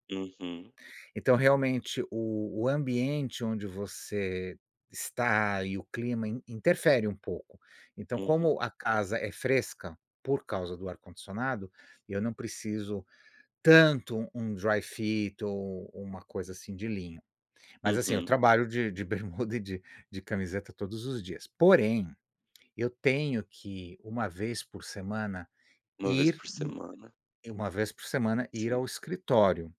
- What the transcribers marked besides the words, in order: in English: "dry-fit"; tapping; other noise
- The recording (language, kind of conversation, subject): Portuguese, unstructured, Como você escolhe suas roupas para um dia relaxante?